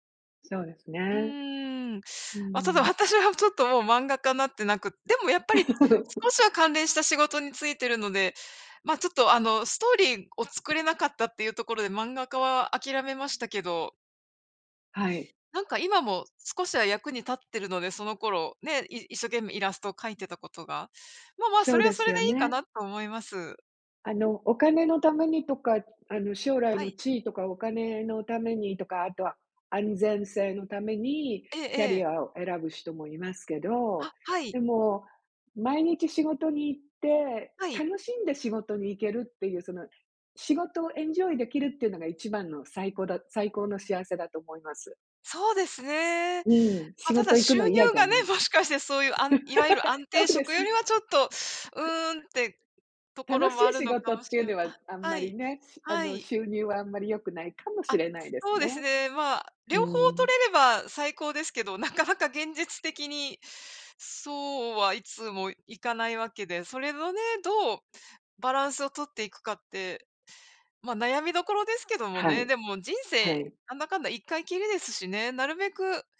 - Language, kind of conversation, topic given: Japanese, unstructured, 子どもの頃に抱いていた夢は何で、今はどうなっていますか？
- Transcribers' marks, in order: laughing while speaking: "私はちょっと"; laugh; laugh; laughing while speaking: "そうです"; chuckle